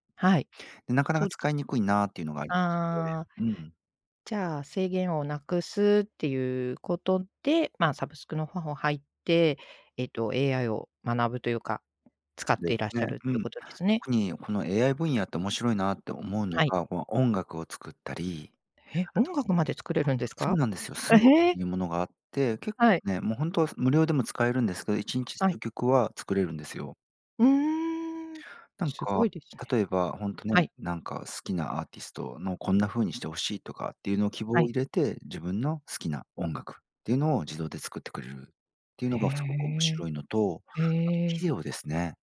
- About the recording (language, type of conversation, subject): Japanese, podcast, これから学んでみたいことは何ですか？
- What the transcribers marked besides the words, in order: none